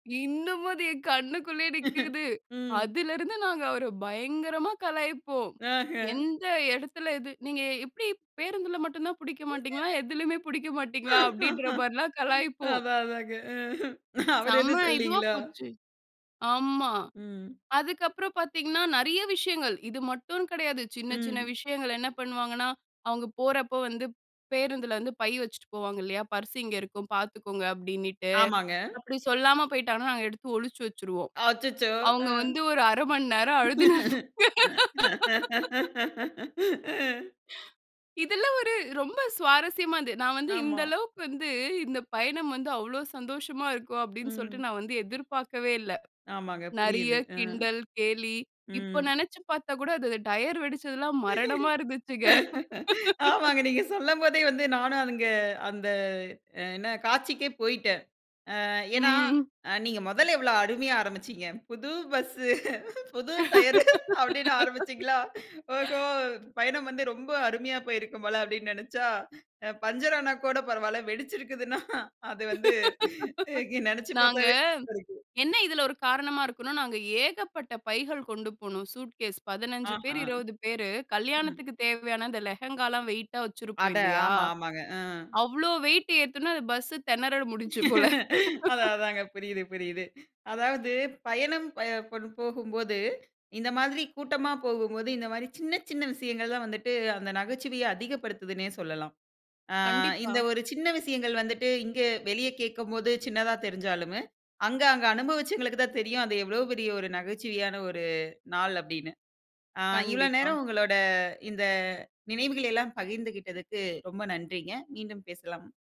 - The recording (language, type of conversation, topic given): Tamil, podcast, பயணத்தின் போது நடந்த ஒரு நகைச்சுவையான சம்பவம் உங்களுக்கு நினைவிருக்கிறதா?
- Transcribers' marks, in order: chuckle; giggle; laugh; laughing while speaking: "அதான், அதாங்க. ம். அவரு எதுவும் சொல்லீங்களா?"; laugh; laugh; chuckle; laughing while speaking: "ஆமாங்க. நீங்க சொல்லம்போதே வந்து நானு"; laugh; laughing while speaking: "புது பஸ், புது டையரு அப்டினு ஆரம்பிச்சிங்களா?"; laugh; laughing while speaking: "வெடிச்சுருக்குதுன்னா"; laugh; chuckle; laugh